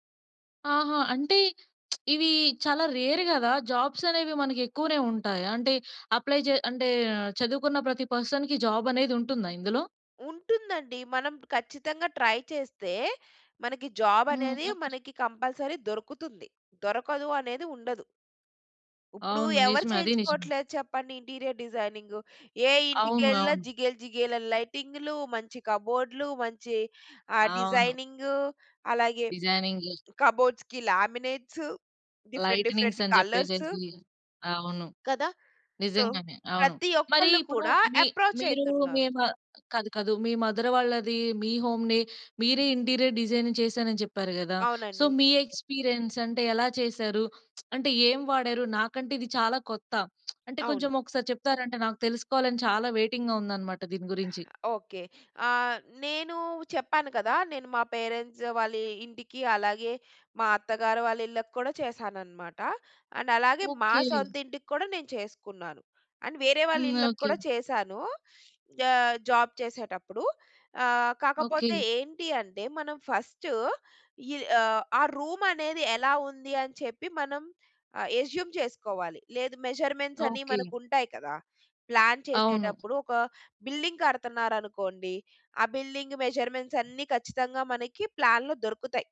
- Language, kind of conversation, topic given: Telugu, podcast, చదువు ఎంపిక నీ జీవితాన్ని ఎలా మార్చింది?
- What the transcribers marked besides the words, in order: lip smack; in English: "రేర్"; in English: "అప్లై"; in English: "పర్సన్‌కి"; in English: "ట్రై"; in English: "కంపల్సరీ"; in English: "ఇంటీరియర్ డిజైనింగ్?"; in English: "డిజైనింగు"; in English: "కబోర్డ్స్‌కి లామినేట్స్, డిఫరెంట్, డిఫరెంట్ కలర్స్"; in English: "లైటనింగ్స్"; in English: "సో"; in English: "అప్రోచ్"; in English: "మదర్"; in English: "హోమ్‌ని"; in English: "ఇంటీరియర్ డిజైనింగ్"; in English: "సో"; in English: "ఎక్స్పీరియన్స్"; lip smack; lip smack; in English: "వెయిటింగ్‌గా"; in English: "పేరెంట్స్"; in English: "అండ్"; in English: "అండ్"; in English: "ఫస్ట్"; in English: "రూమ్"; in English: "అ ఎజ్యుమ్"; in English: "మెజర్మెంట్స్"; in English: "ప్లాన్"; in English: "బిల్డింగ్"; in English: "బిల్డింగ్ మెజర్మెంట్స్"; other background noise; in English: "ప్లాన్‌లో"